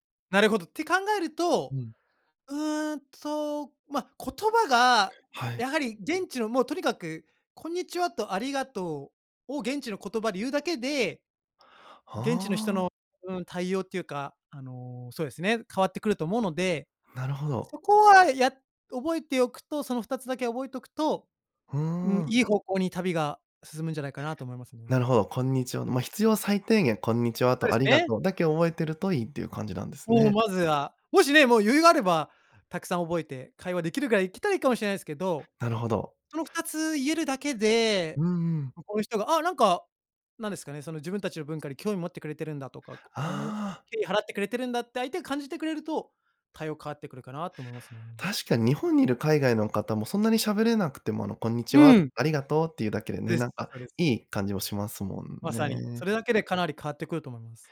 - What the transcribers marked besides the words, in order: none
- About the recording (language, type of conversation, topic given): Japanese, podcast, 一番心に残っている旅のエピソードはどんなものでしたか？